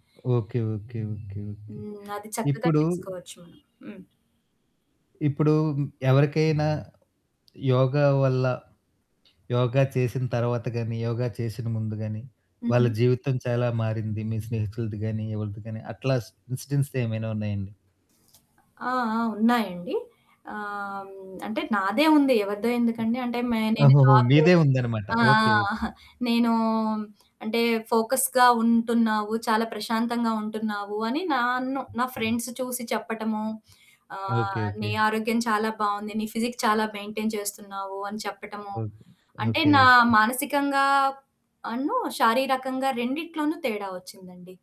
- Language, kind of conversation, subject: Telugu, podcast, సులభమైన యోగా భంగిమలు చేయడం వల్ల మీకు వచ్చిన లాభాలు ఏమిటి?
- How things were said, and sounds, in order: static; horn; other background noise; in English: "ఇన్సిడెంట్స్"; in English: "జాబ్"; in English: "ఫోకస్‌గా"; in English: "ఫ్రెండ్స్"; distorted speech; in English: "ఫిజిక్"; in English: "మెయింటైన్"